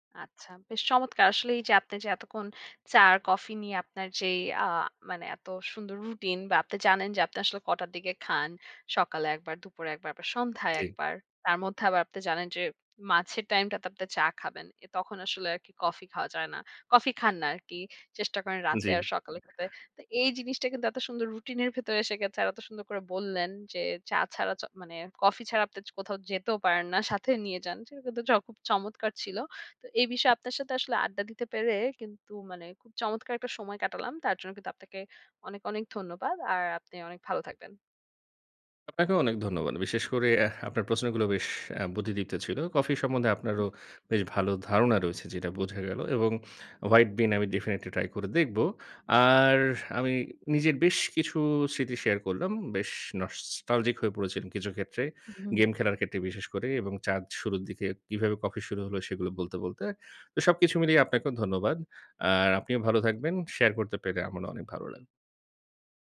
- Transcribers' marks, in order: tapping; other background noise; in English: "ডেফিনিটলি ট্রাই"; in English: "নস্টালজিক"
- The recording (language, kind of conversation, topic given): Bengali, podcast, চা বা কফি নিয়ে আপনার কোনো ছোট্ট রুটিন আছে?
- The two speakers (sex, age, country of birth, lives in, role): female, 25-29, Bangladesh, United States, host; male, 30-34, Bangladesh, Bangladesh, guest